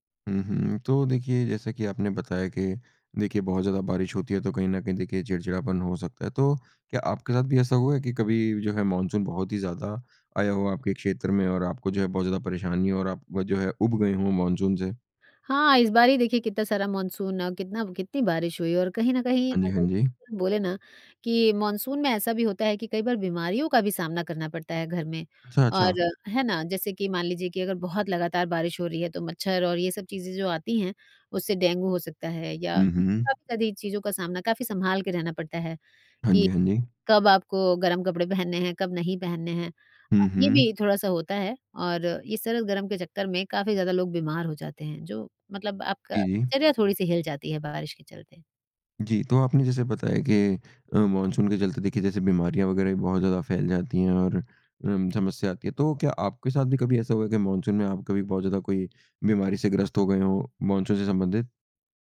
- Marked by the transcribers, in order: none
- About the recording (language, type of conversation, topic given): Hindi, podcast, मॉनसून आपको किस तरह प्रभावित करता है?